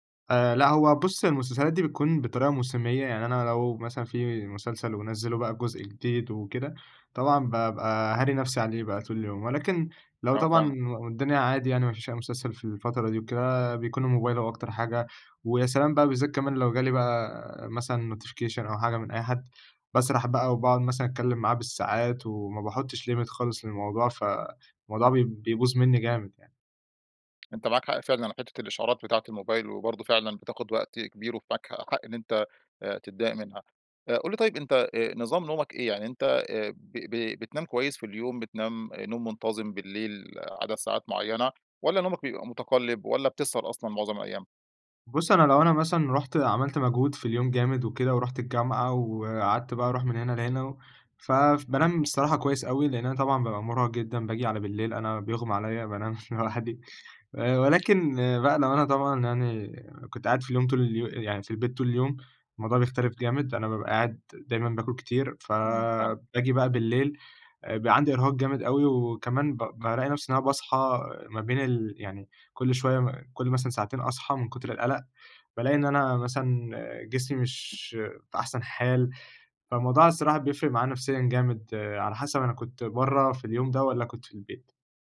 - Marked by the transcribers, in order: in English: "notification"; in English: "limit"; laughing while speaking: "لوحدي"
- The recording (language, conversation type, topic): Arabic, advice, إزاي أتعامل مع التشتت وقلة التركيز وأنا بشتغل أو بذاكر؟